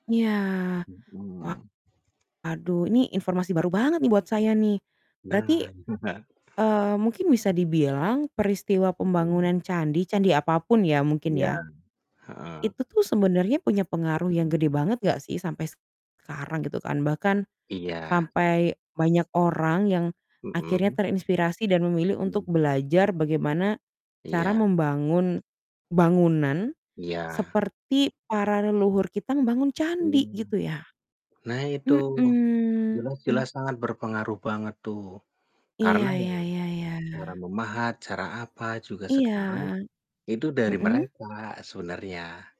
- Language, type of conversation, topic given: Indonesian, unstructured, Peristiwa sejarah apa yang menurutmu masih berdampak hingga sekarang?
- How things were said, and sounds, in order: distorted speech; static; chuckle; tapping; drawn out: "Mhm"